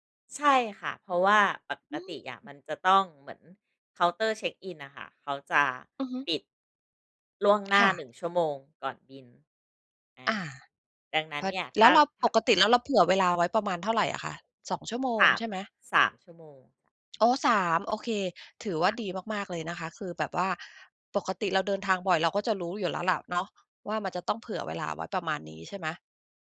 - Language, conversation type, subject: Thai, podcast, เวลาเจอปัญหาระหว่างเดินทาง คุณรับมือยังไง?
- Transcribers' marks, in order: other background noise